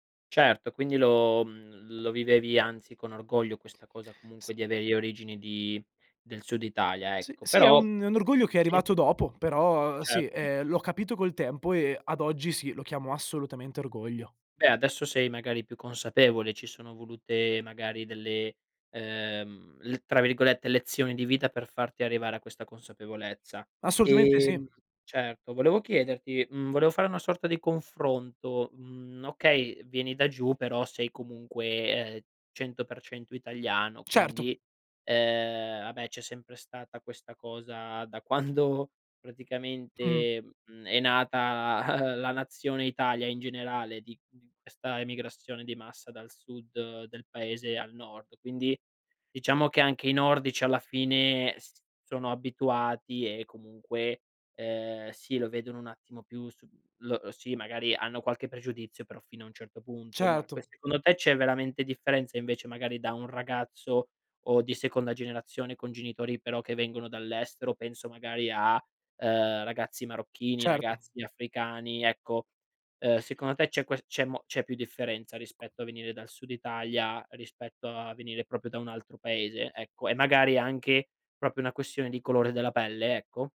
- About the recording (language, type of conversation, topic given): Italian, podcast, Come cambia la cultura quando le persone emigrano?
- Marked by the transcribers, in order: tapping; laughing while speaking: "quando"; chuckle; "proprio" said as "propio"; "proprio" said as "propio"